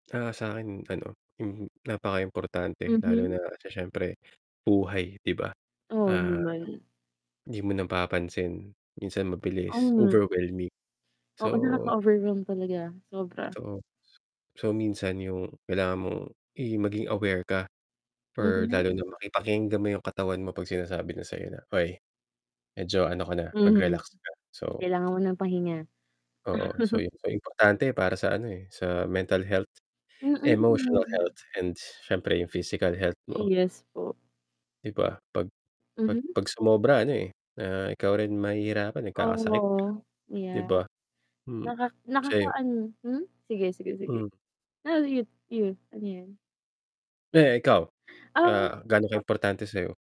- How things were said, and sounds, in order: distorted speech; static; mechanical hum; chuckle
- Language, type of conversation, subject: Filipino, unstructured, Ano ang pinakagusto mong gawin sa iyong libreng oras?